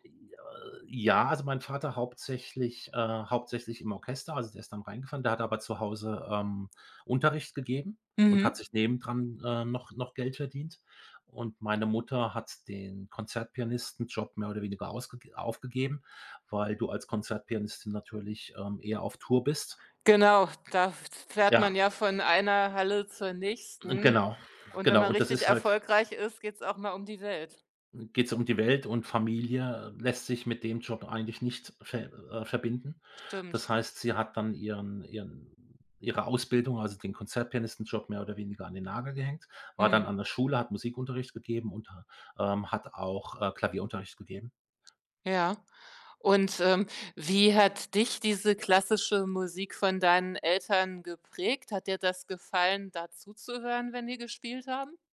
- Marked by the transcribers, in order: other noise; other background noise
- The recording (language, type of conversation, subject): German, podcast, Wie würdest du deinen Musikgeschmack beschreiben?